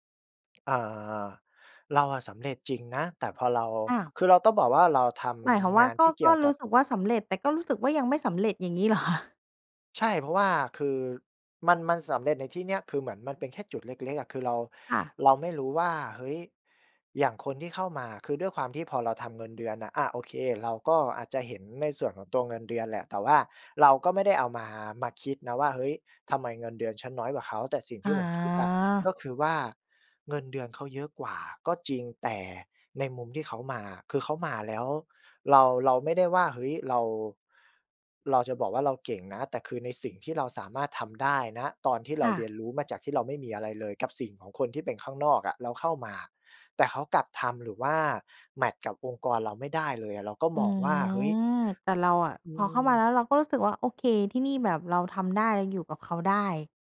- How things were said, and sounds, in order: laughing while speaking: "เหรอคะ ?"
- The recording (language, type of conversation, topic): Thai, podcast, คุณวัดความสำเร็จด้วยเงินเพียงอย่างเดียวหรือเปล่า?